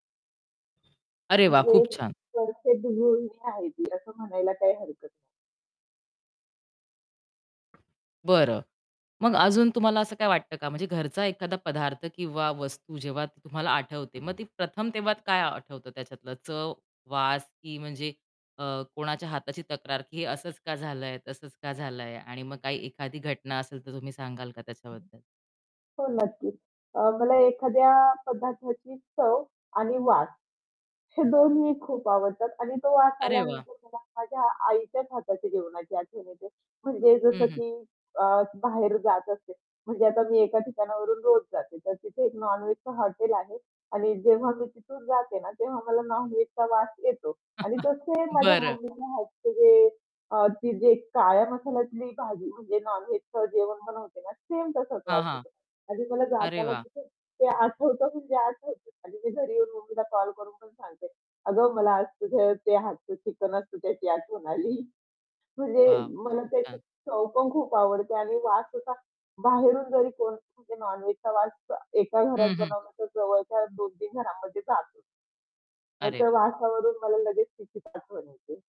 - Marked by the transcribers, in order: other background noise; static; distorted speech; mechanical hum; horn; tapping; in English: "नॉन-व्हेजचं"; in English: "नॉन-व्हेज"; chuckle; in English: "नॉन-व्हेजचं"; laughing while speaking: "आली"; in English: "नॉन-व्हेज"
- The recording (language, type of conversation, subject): Marathi, podcast, तुझ्यासाठी घरी बनवलेलं म्हणजे नेमकं काय असतं?